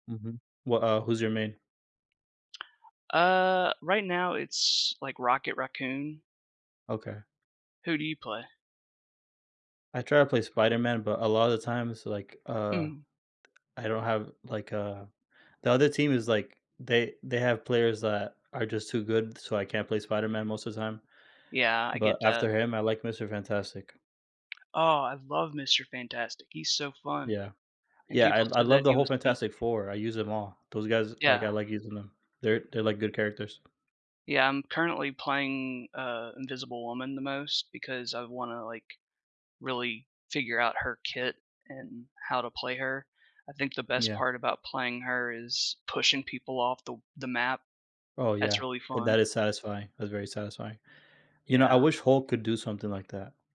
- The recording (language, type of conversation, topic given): English, unstructured, How does open-world design change the way we experience video games?
- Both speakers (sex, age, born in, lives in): male, 25-29, United States, United States; male, 35-39, United States, United States
- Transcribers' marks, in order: tapping; other background noise